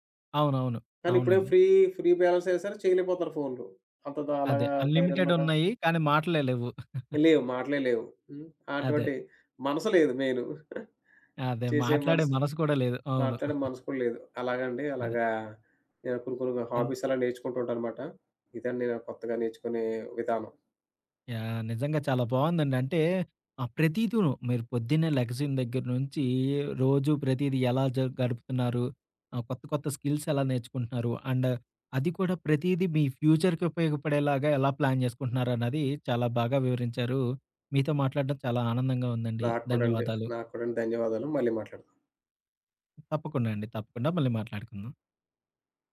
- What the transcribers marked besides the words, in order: in English: "ఫ్రీ ఫ్రీ బ్యాలెన్స్"; in English: "అన్‌లిమిటెడ్"; giggle; in English: "మెయిన్"; chuckle; giggle; in English: "హాబీస్"; "ప్రతీదీను" said as "ప్రతీదూను"; in English: "స్కిల్స్"; in English: "అండ్"; in English: "ఫ్యూచర్‌కి"; in English: "ప్లాన్"; other background noise
- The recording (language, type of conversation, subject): Telugu, podcast, స్వయంగా నేర్చుకోవడానికి మీ రోజువారీ అలవాటు ఏమిటి?